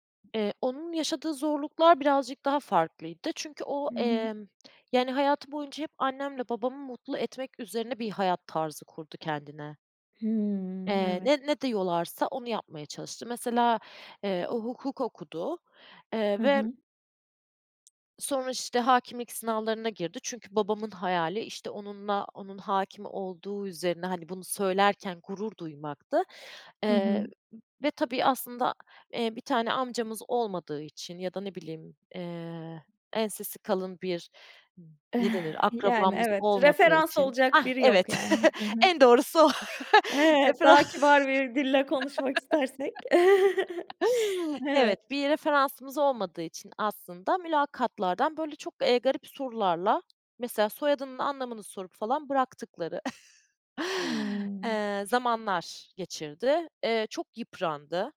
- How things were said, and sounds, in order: other background noise; chuckle; laughing while speaking: "hah, evet, en doğrusu o, referans"; chuckle; laugh; chuckle; chuckle
- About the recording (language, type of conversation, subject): Turkish, podcast, Ailenin kariyer seçimin üzerinde kurduğu baskıyı nasıl anlatırsın?
- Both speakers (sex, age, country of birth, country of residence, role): female, 30-34, Turkey, Germany, guest; female, 30-34, Turkey, Portugal, host